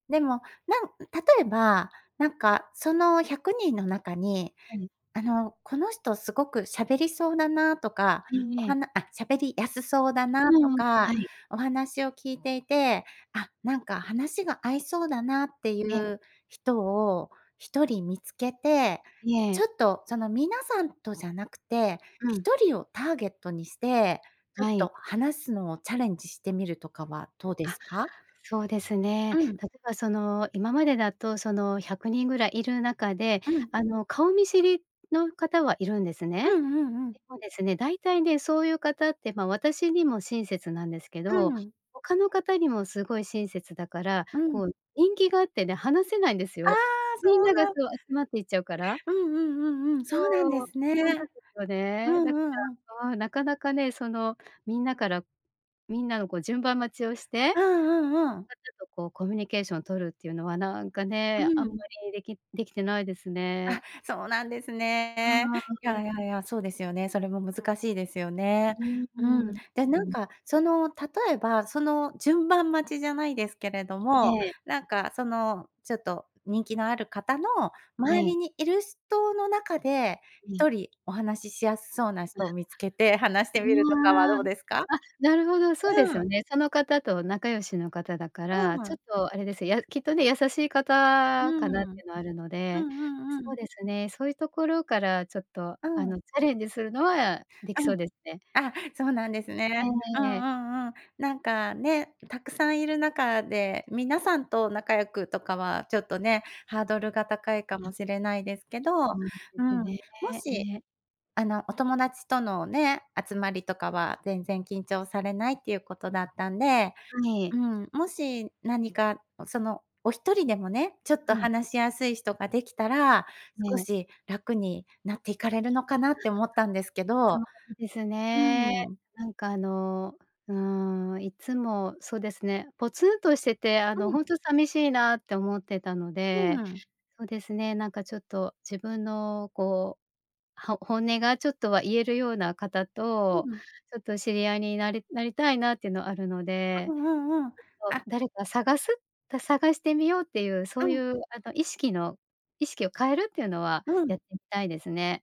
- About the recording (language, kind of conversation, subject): Japanese, advice, 飲み会や集まりで緊張して楽しめないのはなぜですか？
- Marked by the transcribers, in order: other background noise; in English: "ターゲット"; in English: "チャレンジ"; chuckle; unintelligible speech; in English: "コミュニケーション"; "人" said as "しと"; unintelligible speech; unintelligible speech